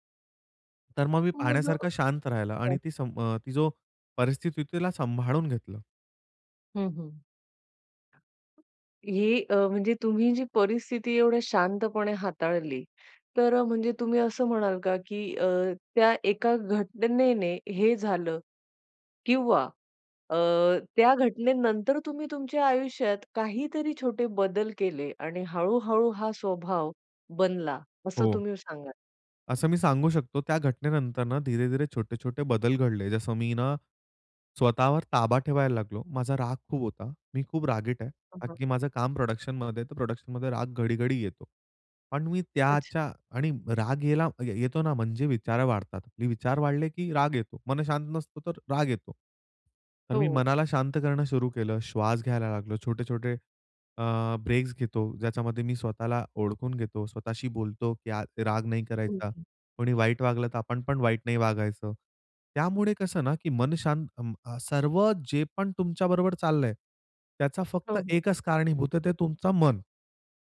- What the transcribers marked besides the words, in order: other background noise; unintelligible speech
- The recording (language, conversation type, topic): Marathi, podcast, निसर्गातल्या एखाद्या छोट्या शोधामुळे तुझ्यात कोणता बदल झाला?